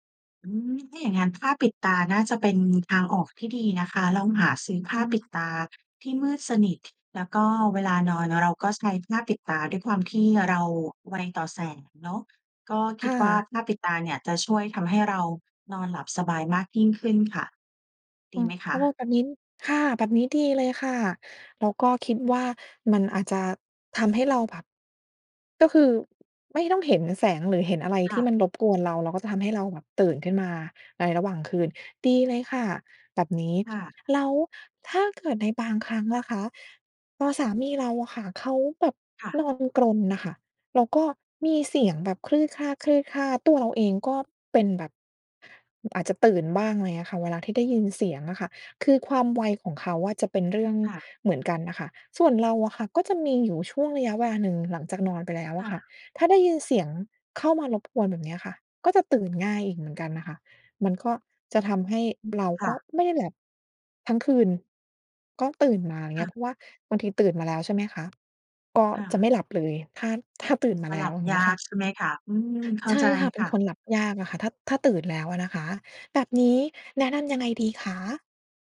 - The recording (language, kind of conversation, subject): Thai, advice, ต่างเวลาเข้านอนกับคนรักทำให้ทะเลาะกันเรื่องการนอน ควรทำอย่างไรดี?
- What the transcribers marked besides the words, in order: other background noise; other noise